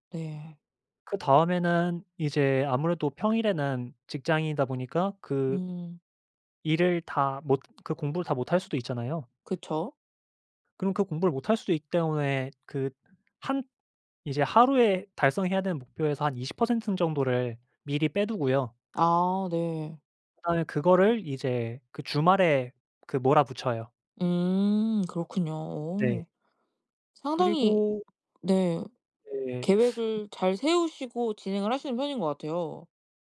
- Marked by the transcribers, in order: other background noise
- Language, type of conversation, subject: Korean, podcast, 공부 동기를 어떻게 찾으셨나요?